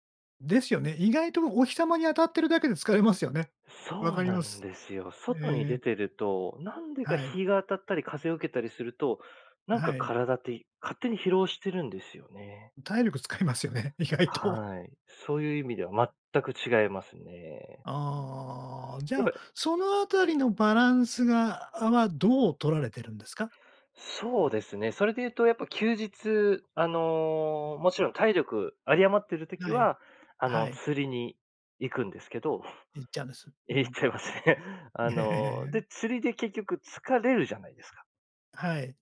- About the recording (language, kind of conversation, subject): Japanese, podcast, 趣味と休息、バランスの取り方は？
- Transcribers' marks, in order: laughing while speaking: "ますよね、意外と"; other background noise; laughing while speaking: "ええ、行っちゃいますね"; laughing while speaking: "ええ"